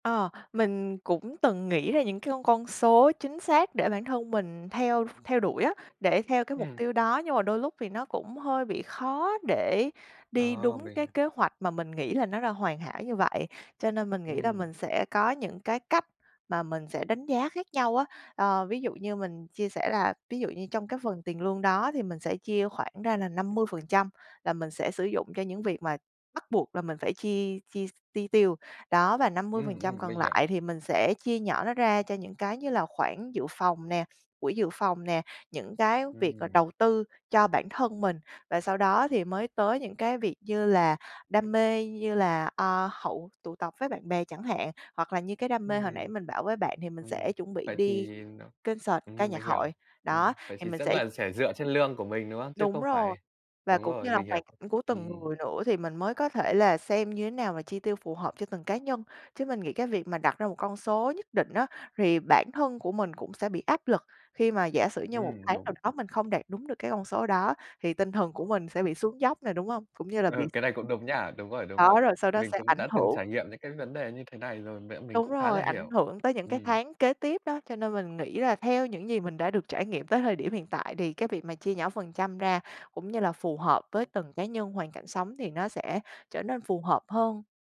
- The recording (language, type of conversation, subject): Vietnamese, podcast, Bạn cân bằng giữa tiền bạc và đam mê như thế nào?
- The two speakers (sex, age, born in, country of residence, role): female, 25-29, Vietnam, Vietnam, guest; male, 20-24, Vietnam, Vietnam, host
- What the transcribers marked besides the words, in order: in English: "concert"; tapping